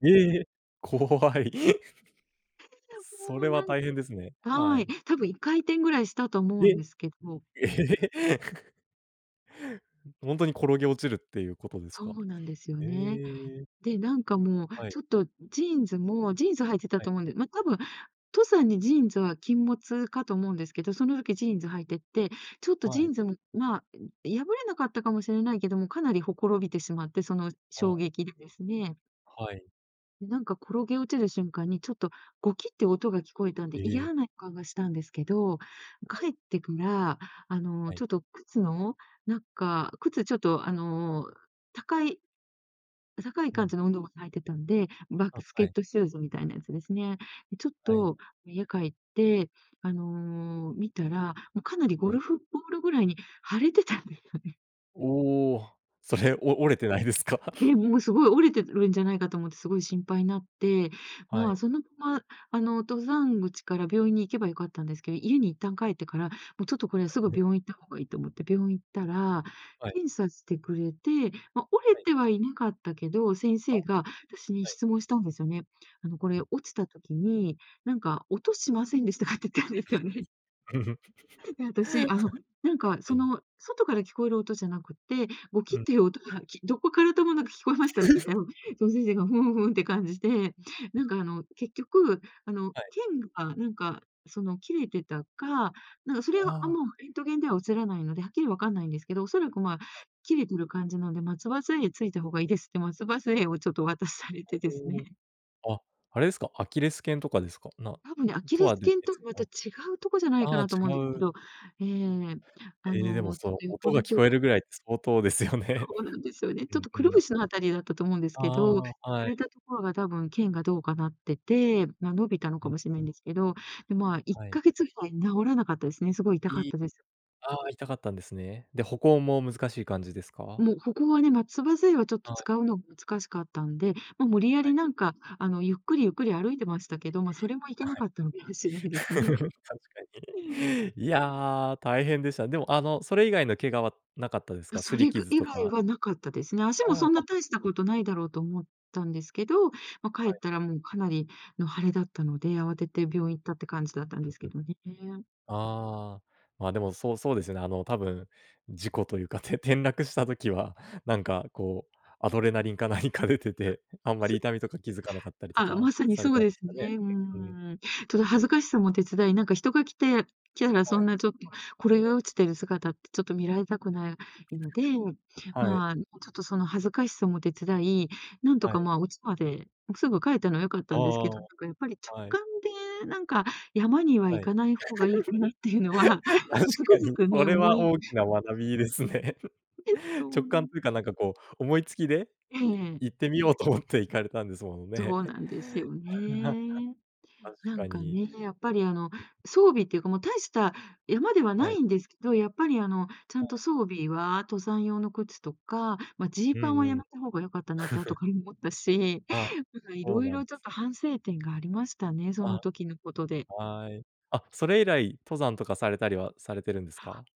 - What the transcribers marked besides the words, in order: laughing while speaking: "ええ"; laugh; "バスケットシューズ" said as "バックスケットシューズ"; laughing while speaking: "腫れてたんですよね"; laughing while speaking: "折れてないですか"; laugh; laughing while speaking: "音しませんでしたか？って言ったんですよね"; laugh; laugh; other noise; laugh; laughing while speaking: "かもしんないですね。 うん"; laughing while speaking: "何か出てて"; laugh; laughing while speaking: "確かに。それは大きな学びですね"; laugh; laugh; laugh
- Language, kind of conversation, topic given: Japanese, podcast, 直感で判断して失敗した経験はありますか？